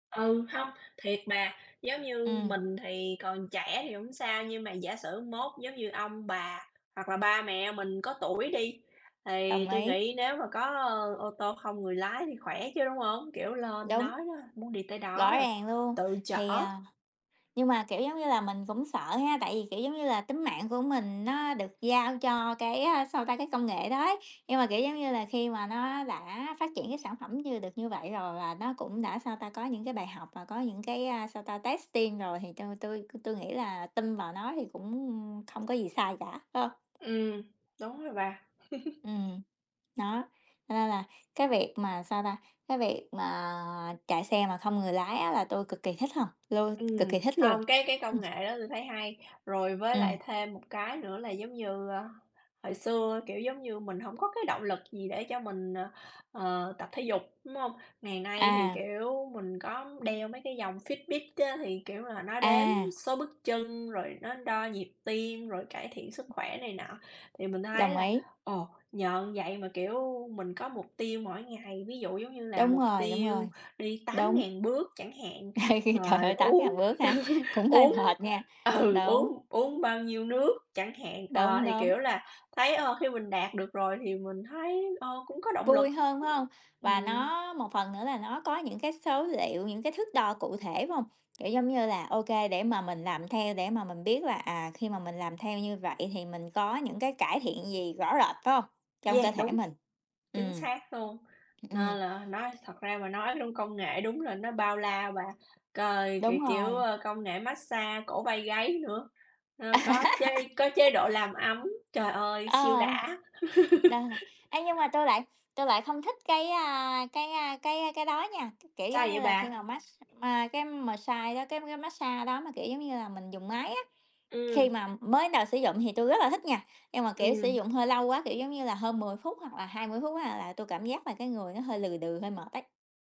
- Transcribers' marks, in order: tapping; in English: "testing"; chuckle; other background noise; laugh; laugh; laughing while speaking: "ừ"; other noise; laugh; laugh
- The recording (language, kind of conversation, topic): Vietnamese, unstructured, Có công nghệ nào khiến bạn cảm thấy thật sự hạnh phúc không?